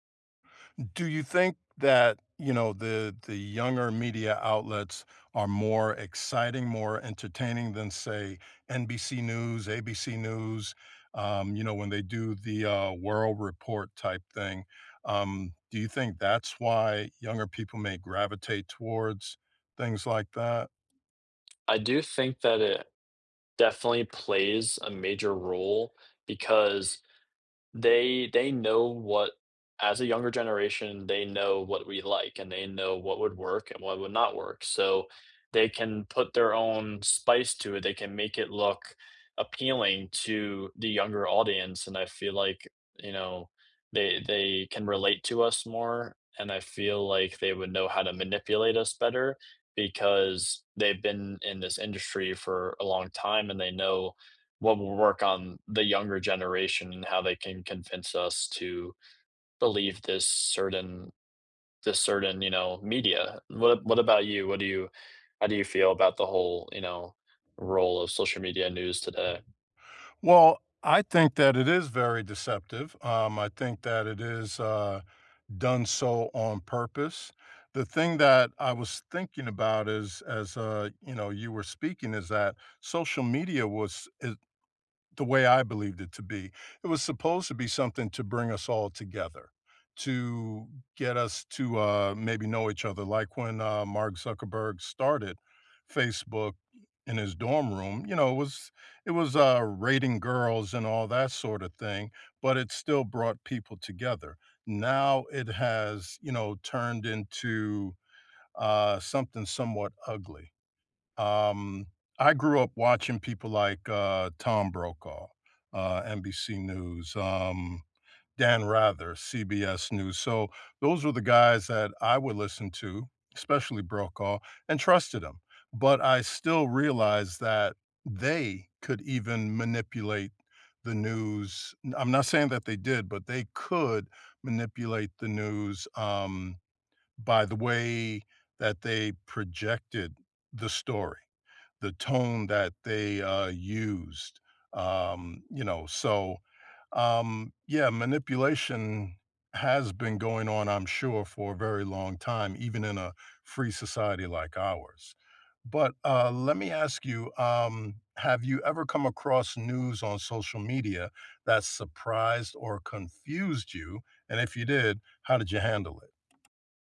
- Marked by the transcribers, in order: other background noise; alarm; stressed: "they"; tapping
- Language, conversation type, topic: English, unstructured, How do you feel about the role of social media in news today?
- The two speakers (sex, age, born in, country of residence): male, 20-24, United States, United States; male, 60-64, United States, United States